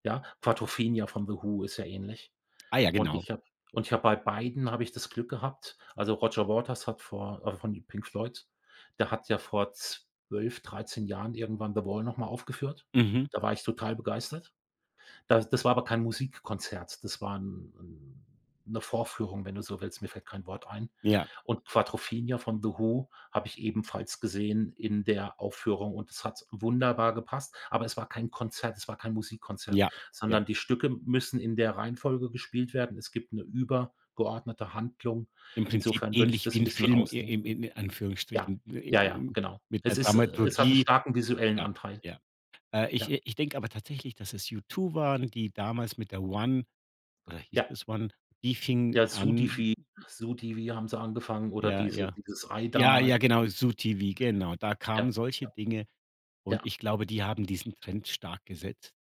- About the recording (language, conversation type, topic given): German, podcast, Welche Rolle spielt Musik in deiner Identität?
- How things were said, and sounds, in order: "Zoo TV" said as "Sudifi"; other noise